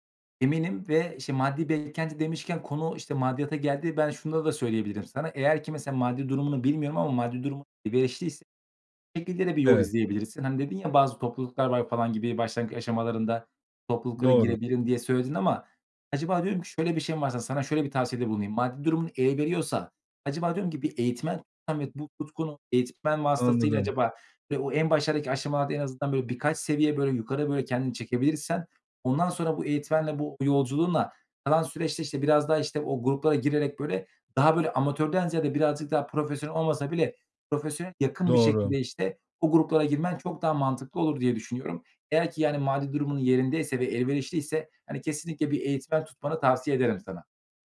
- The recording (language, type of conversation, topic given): Turkish, advice, Tutkuma daha fazla zaman ve öncelik nasıl ayırabilirim?
- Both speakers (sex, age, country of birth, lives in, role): male, 25-29, Turkey, Bulgaria, advisor; male, 30-34, Turkey, Portugal, user
- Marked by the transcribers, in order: "beklenti" said as "belkenti"; unintelligible speech